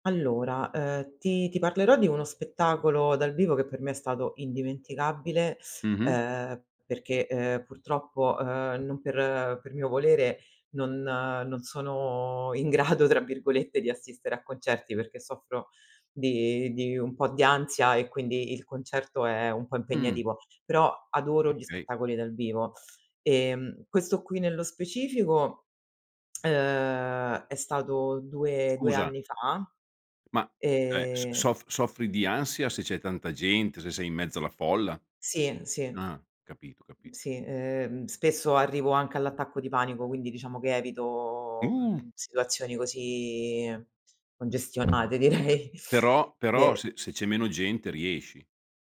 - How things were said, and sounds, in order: laughing while speaking: "in grado"; drawn out: "ehm"; drawn out: "evito"; drawn out: "così"; tapping; laughing while speaking: "direi"
- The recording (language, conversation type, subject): Italian, podcast, Qual è un concerto o uno spettacolo dal vivo che non dimenticherai mai?